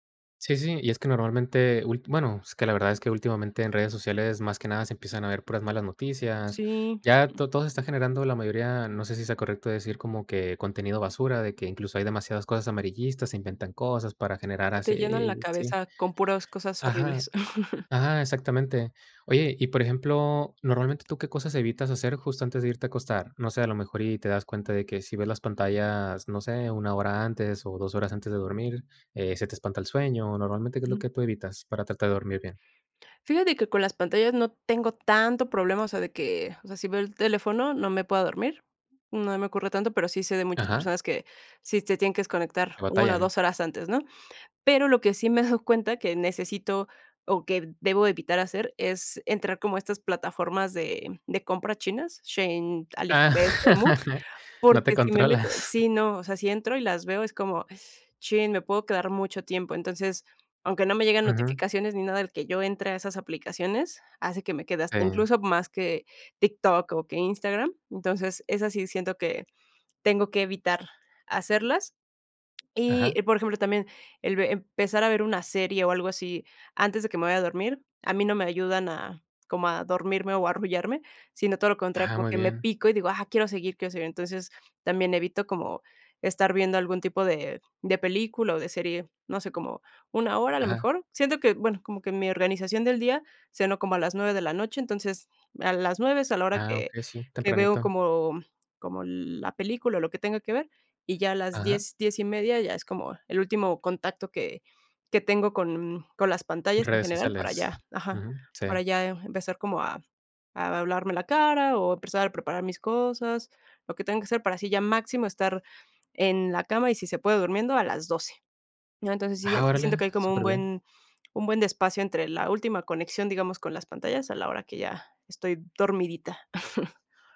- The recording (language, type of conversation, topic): Spanish, podcast, ¿Tienes algún ritual para desconectar antes de dormir?
- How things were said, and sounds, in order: other noise; laugh; other background noise; chuckle; laughing while speaking: "Ah, no te controlas"; gasp; tapping; chuckle